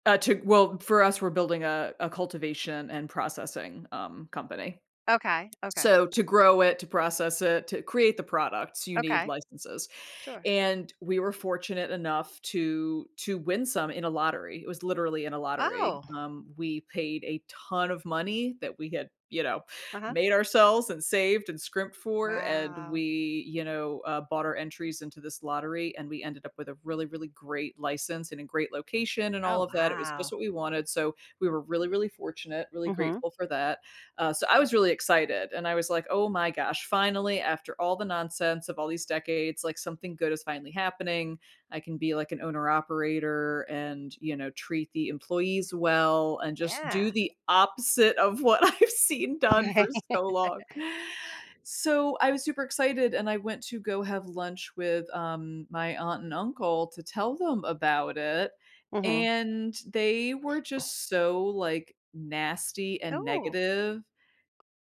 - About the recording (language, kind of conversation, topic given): English, advice, How should I share good news with my family?
- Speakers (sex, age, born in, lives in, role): female, 45-49, United States, United States, user; female, 50-54, United States, United States, advisor
- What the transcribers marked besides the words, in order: tapping; other background noise; stressed: "ton"; laughing while speaking: "Right"; chuckle; laughing while speaking: "I've seen"